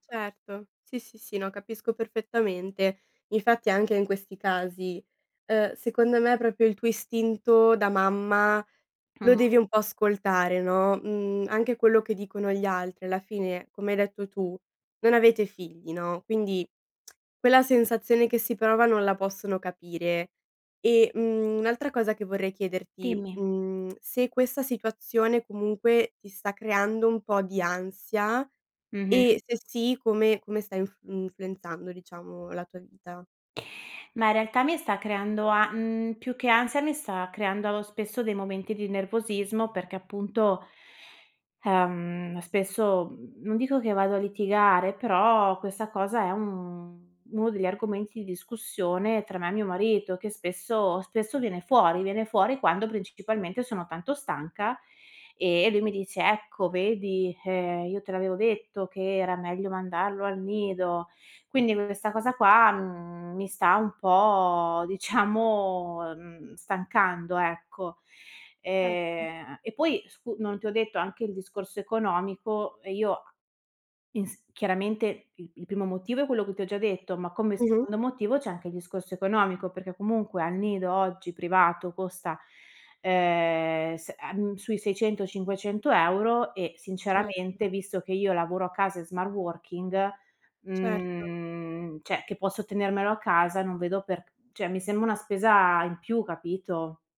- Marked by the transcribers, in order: "proprio" said as "propio"; other background noise; tongue click; tongue click; laughing while speaking: "diciamo"; "cioè" said as "ceh"; "cioè" said as "ceh"
- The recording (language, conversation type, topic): Italian, advice, Come ti senti all’idea di diventare genitore per la prima volta e come vivi l’ansia legata a questo cambiamento?
- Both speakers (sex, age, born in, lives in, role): female, 20-24, Italy, Italy, advisor; female, 30-34, Italy, Italy, user